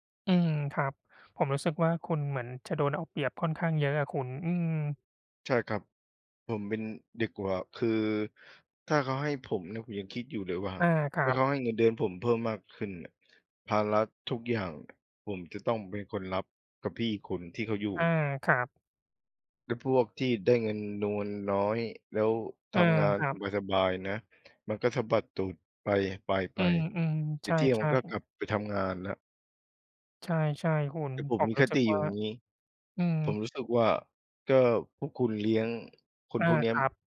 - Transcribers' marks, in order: none
- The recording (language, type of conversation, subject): Thai, unstructured, คุณชอบงานที่ทำอยู่ตอนนี้ไหม?